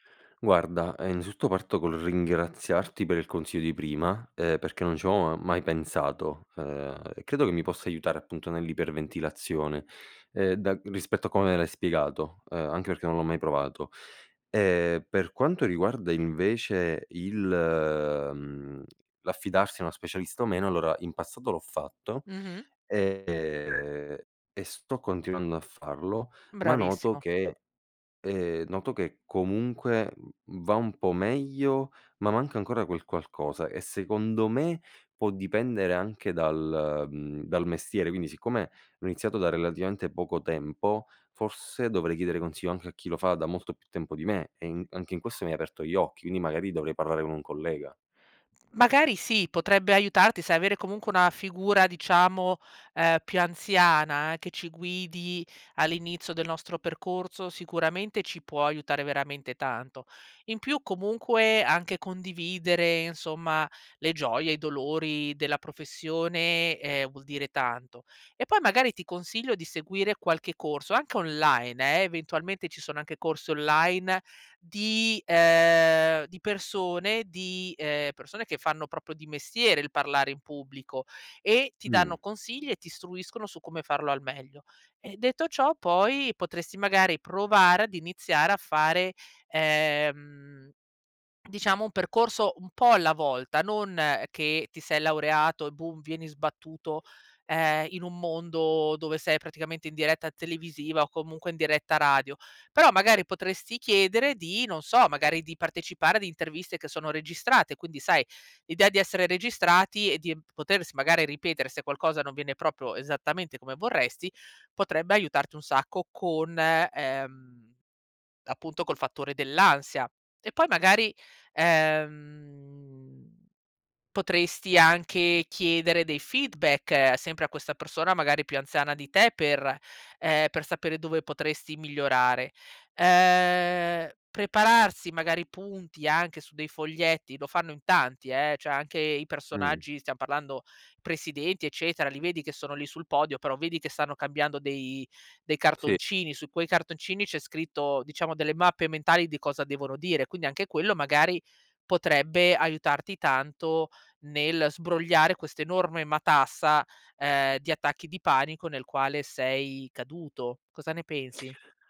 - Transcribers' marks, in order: other background noise; "proprio" said as "propro"; in English: "feedback"
- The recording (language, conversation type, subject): Italian, advice, Come posso superare la paura di parlare in pubblico o di esporre le mie idee in riunione?